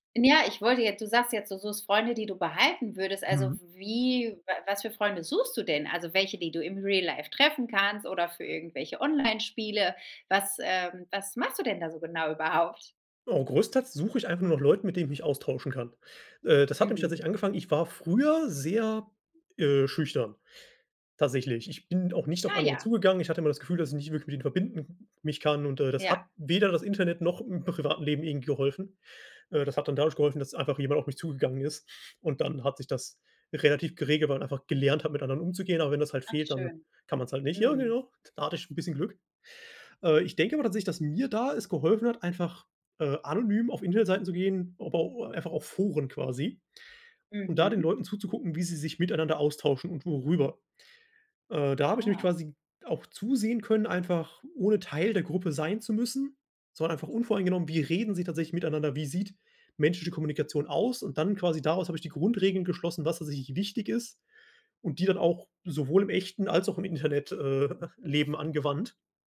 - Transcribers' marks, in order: stressed: "behalten"; stressed: "suchst"; in English: "Real Life"; stressed: "mir"; chuckle
- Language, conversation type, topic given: German, podcast, Was bedeutet Vertrauen, wenn man Menschen nur online kennt?